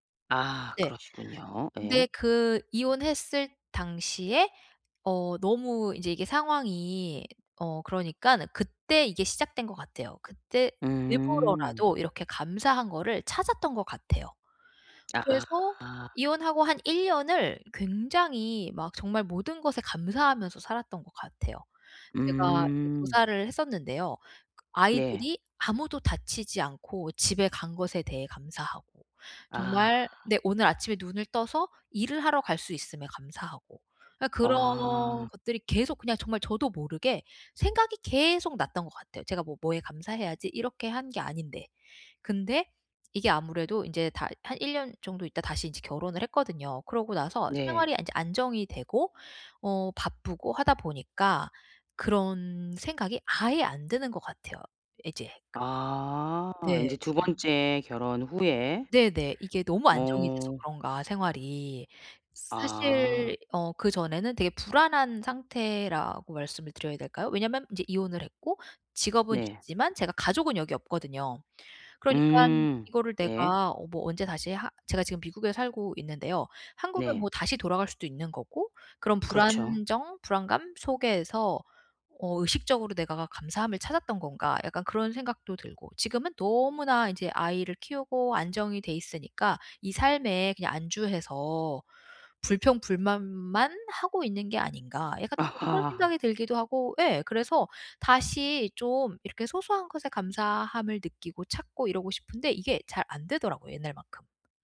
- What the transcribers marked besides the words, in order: other background noise; laughing while speaking: "아하"
- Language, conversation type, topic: Korean, advice, 제가 가진 것들에 더 감사하는 태도를 기르려면 매일 무엇을 하면 좋을까요?